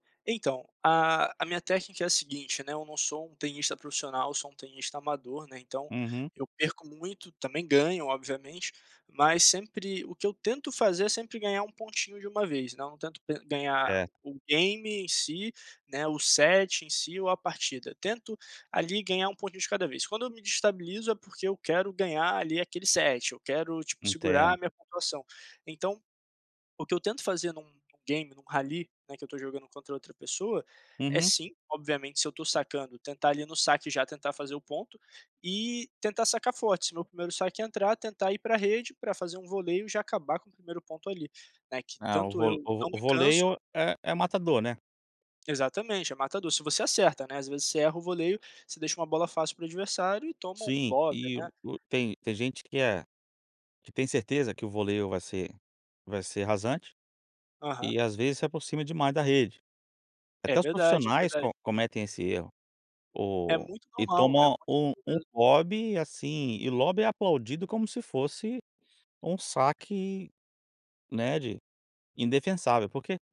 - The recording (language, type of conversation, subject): Portuguese, podcast, Como você supera bloqueios criativos nesse hobby?
- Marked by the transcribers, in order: tapping